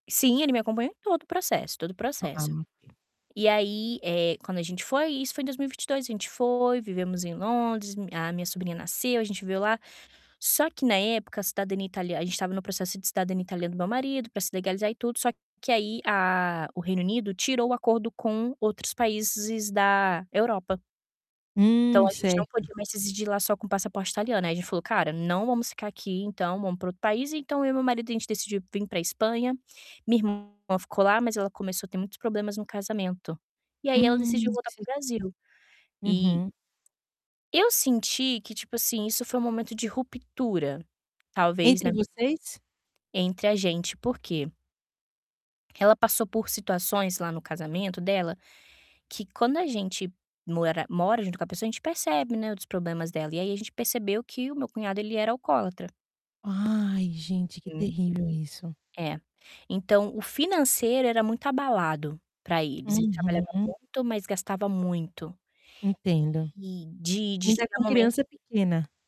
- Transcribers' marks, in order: distorted speech; other background noise; tapping
- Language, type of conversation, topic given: Portuguese, advice, Como falar sobre finanças pessoais sem brigar com meu parceiro(a) ou família?